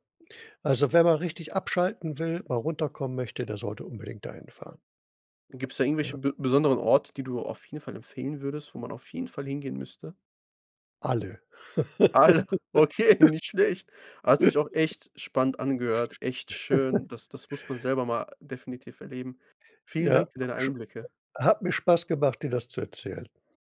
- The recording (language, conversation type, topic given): German, podcast, Was war die eindrücklichste Landschaft, die du je gesehen hast?
- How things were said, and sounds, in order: laughing while speaking: "Alle"; laugh; chuckle; other background noise; chuckle